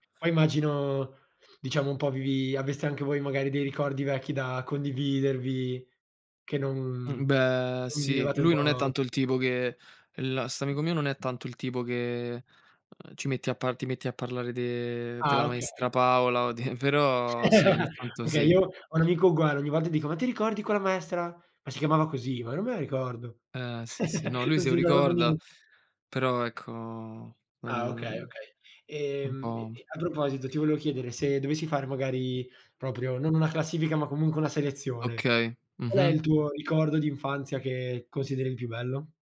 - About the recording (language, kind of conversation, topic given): Italian, unstructured, Qual è il ricordo più bello della tua infanzia?
- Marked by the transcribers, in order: unintelligible speech; laughing while speaking: "di"; chuckle; chuckle; tapping